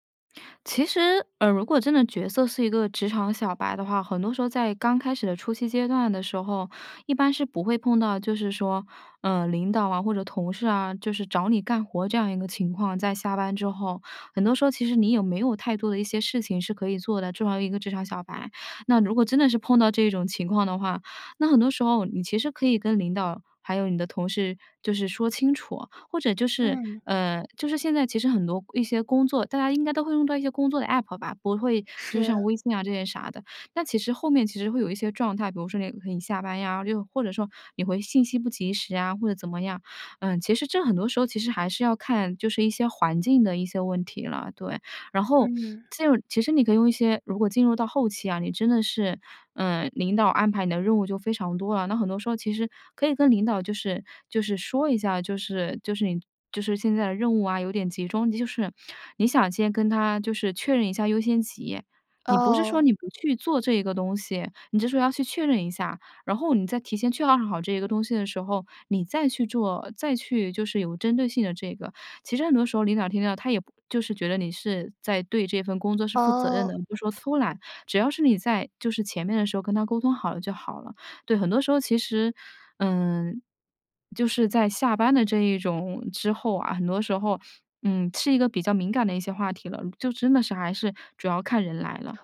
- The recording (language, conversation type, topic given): Chinese, podcast, 如何在工作和生活之间划清并保持界限？
- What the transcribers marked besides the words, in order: "是" said as "四"; other background noise; "确认" said as "确画"